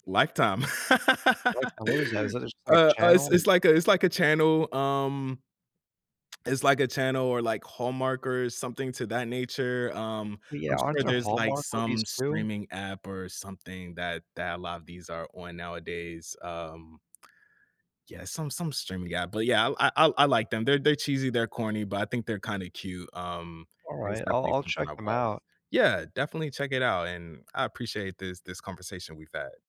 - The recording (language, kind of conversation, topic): English, unstructured, How do movies influence the way you date, flirt, or imagine romance in real life?
- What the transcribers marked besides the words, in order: laugh; other background noise; lip smack